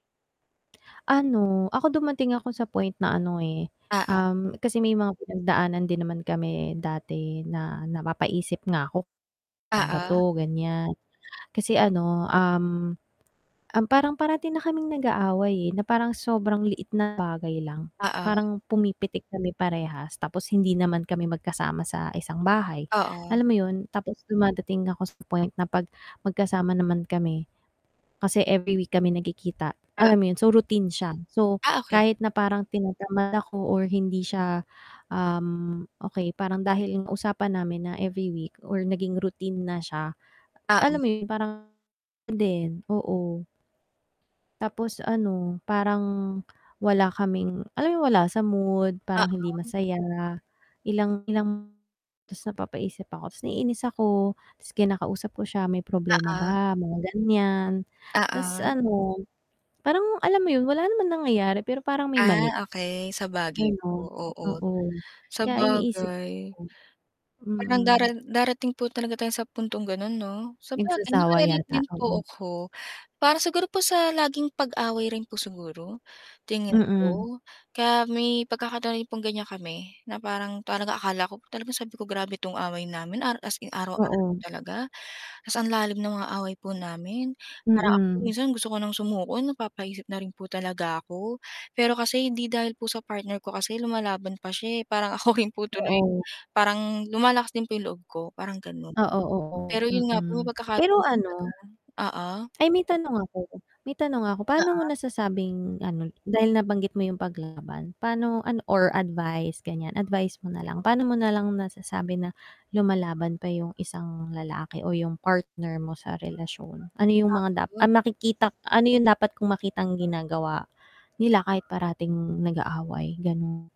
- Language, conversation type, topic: Filipino, unstructured, Ano ang mga palatandaan na panahon na para umalis ka sa isang relasyon?
- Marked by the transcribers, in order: static; distorted speech; laughing while speaking: "po ako"; laughing while speaking: "ako rin po tuloy"; dog barking